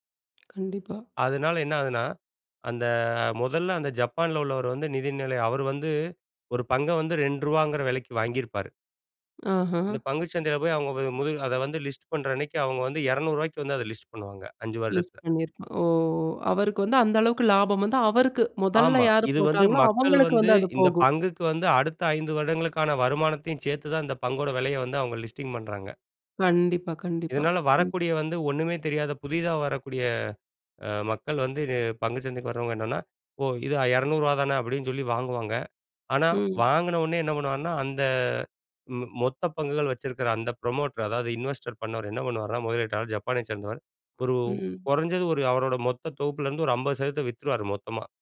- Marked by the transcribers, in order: in English: "லிஸ்ட்"; drawn out: "ஓ!"; in English: "லிஸ்டிங்"; other background noise; in English: "ப்ரமோட்டர்"; in English: "இன்வெஸ்டர்"; "இன்வெஸ்ட்" said as "இன்வெஸ்டர்"
- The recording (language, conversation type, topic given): Tamil, podcast, பணம் சம்பாதிப்பதில் குறுகிய கால இலாபத்தையும் நீண்டகால நிலையான வருமானத்தையும் நீங்கள் எப்படி தேர்வு செய்கிறீர்கள்?